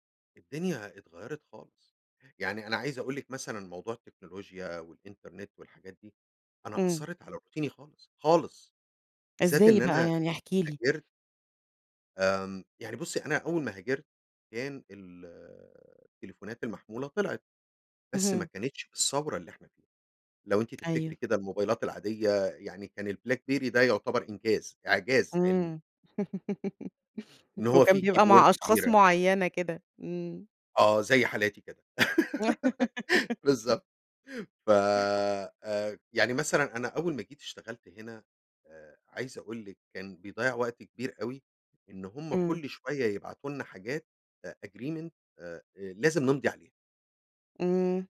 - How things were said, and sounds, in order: in English: "روتيني"; tapping; laugh; in English: "كيبورد"; laugh; in English: "a agreement"
- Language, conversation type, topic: Arabic, podcast, إزاي التكنولوجيا بتأثر على روتينك اليومي؟